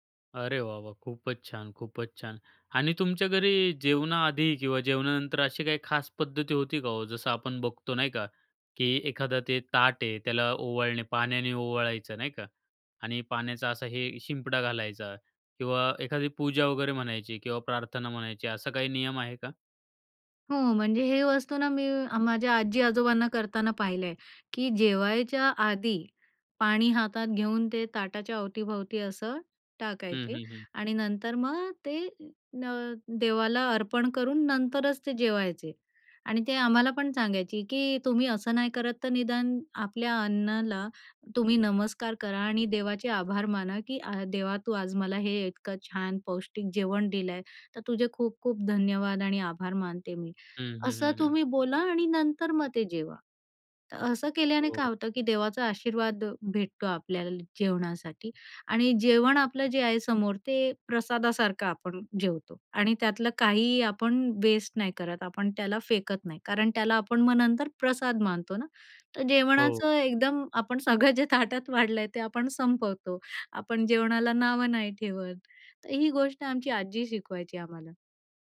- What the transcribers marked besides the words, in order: none
- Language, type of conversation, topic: Marathi, podcast, एकत्र जेवण हे परंपरेच्या दृष्टीने तुमच्या घरी कसं असतं?